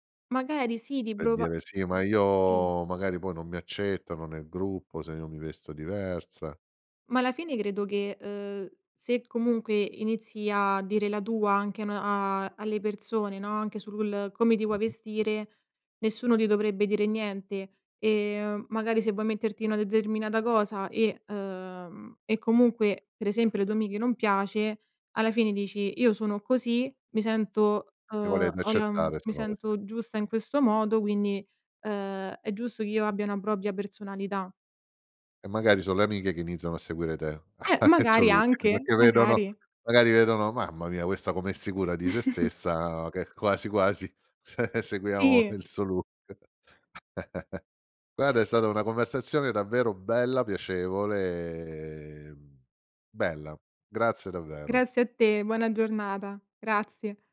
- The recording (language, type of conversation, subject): Italian, podcast, Raccontami un cambiamento di look che ha migliorato la tua autostima?
- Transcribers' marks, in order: "esempio" said as "esemprio"; unintelligible speech; chuckle; laughing while speaking: "il tuo look"; chuckle; laughing while speaking: "ceh seguiamo il suo look"; "cioè" said as "ceh"; tapping; chuckle